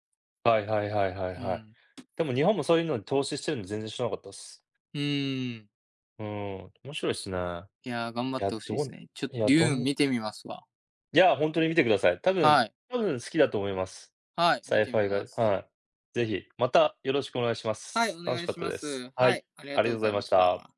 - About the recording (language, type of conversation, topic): Japanese, unstructured, 宇宙についてどう思いますか？
- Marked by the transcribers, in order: other background noise